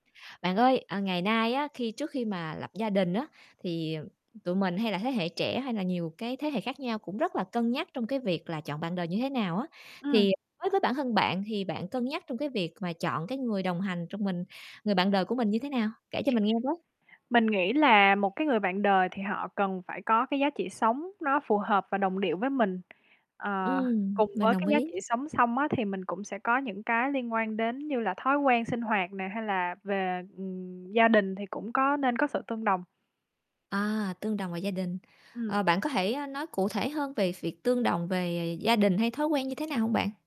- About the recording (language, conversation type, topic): Vietnamese, podcast, Bạn cân nhắc những yếu tố nào khi chọn bạn đời?
- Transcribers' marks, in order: distorted speech; other noise; tapping; static; other background noise